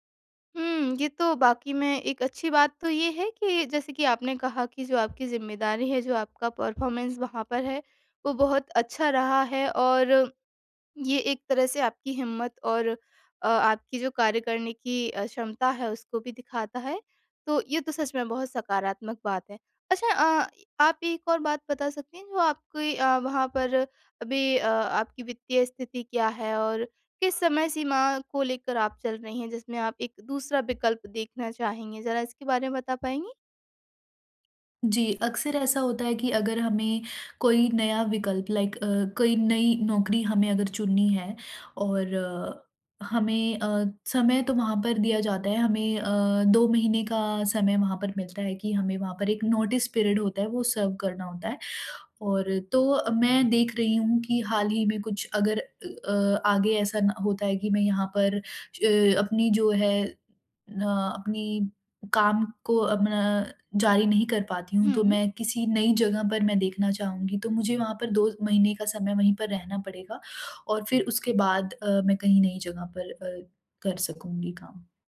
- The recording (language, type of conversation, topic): Hindi, advice, कंपनी में पुनर्गठन के चलते क्या आपको अपनी नौकरी को लेकर अनिश्चितता महसूस हो रही है?
- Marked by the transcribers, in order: in English: "परफ़ॉर्मेंस"; in English: "लाइक"; in English: "नोटिस पीरियड"; in English: "सर्व"